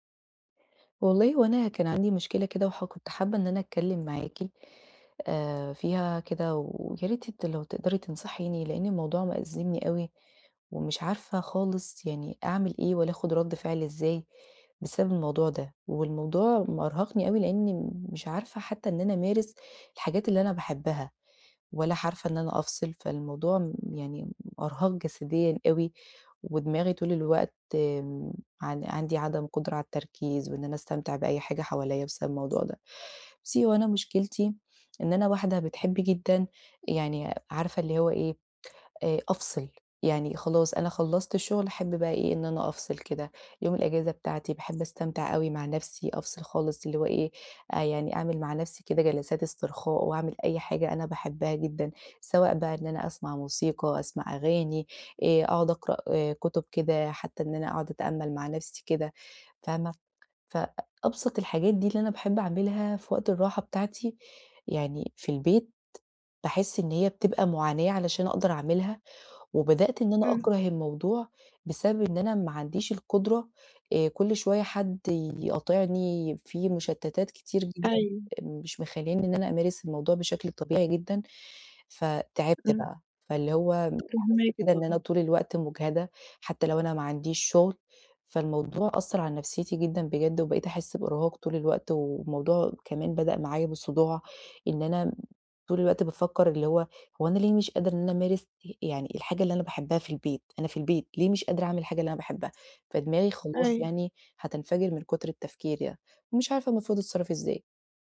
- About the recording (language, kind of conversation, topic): Arabic, advice, ليه مش بعرف أسترخي وأستمتع بالمزيكا والكتب في البيت، وإزاي أبدأ؟
- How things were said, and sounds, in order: other background noise; "عارفة" said as "حارفة"; tapping